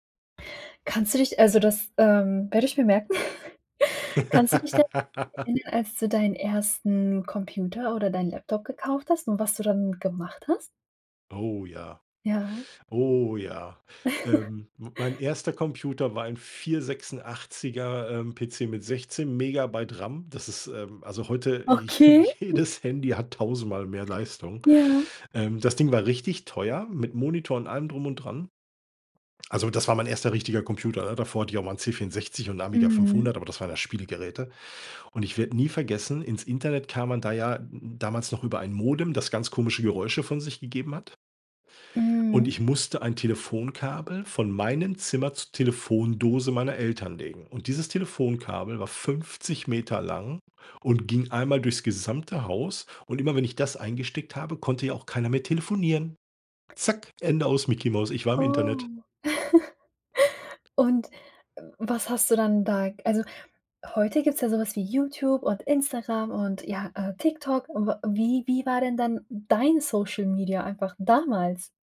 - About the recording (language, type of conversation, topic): German, podcast, Wie hat Social Media deine Unterhaltung verändert?
- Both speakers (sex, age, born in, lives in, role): female, 25-29, Germany, Germany, host; male, 45-49, Germany, Germany, guest
- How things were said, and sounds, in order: laugh; unintelligible speech; laugh; laughing while speaking: "j jedes Handy hat"; other noise; other background noise; laugh; stressed: "dein"; stressed: "damals?"